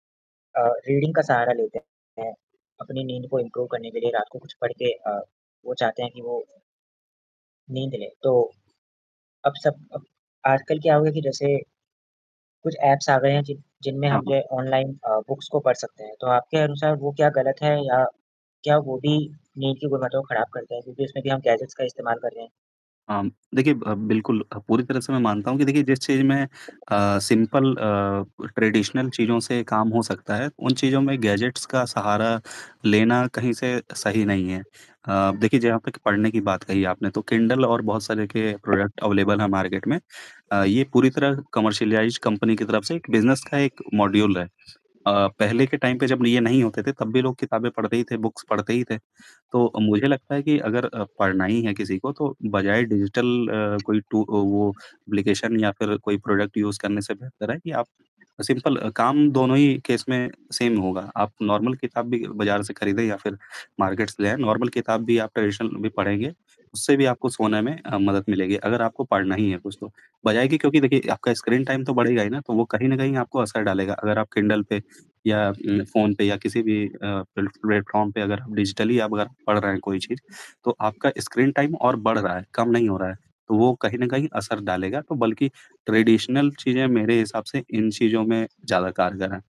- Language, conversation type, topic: Hindi, unstructured, क्या तकनीकी उपकरणों ने आपकी नींद की गुणवत्ता पर असर डाला है?
- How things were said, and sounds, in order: static; in English: "रीडिंग"; distorted speech; in English: "इम्प्रूव"; horn; in English: "ऐप्स"; other background noise; in English: "बुक्स"; in English: "गैजेट्स"; in English: "सिंपल"; in English: "ट्रेडिशनल"; in English: "गैजेट्स"; in English: "प्रोडक्ट अवेलेबल"; in English: "मार्केट"; tapping; in English: "कमर्शियलाइज़"; in English: "बिज़नेस"; in English: "मॉड्यूल"; in English: "टाइम"; in English: "बुक्स"; in English: "डिजिटल"; in English: "एप्लीकेशन"; in English: "प्रोडक्ट यूज़"; in English: "सिंपल"; in English: "केस"; in English: "सेम"; in English: "नॉर्मल"; in English: "मार्केट्स"; in English: "नॉर्मल"; in English: "ट्रेडिशनल"; in English: "प्लेट प्लेटफ़ॉर्म"; in English: "डिजिटली"; in English: "ट्रेडिशनल"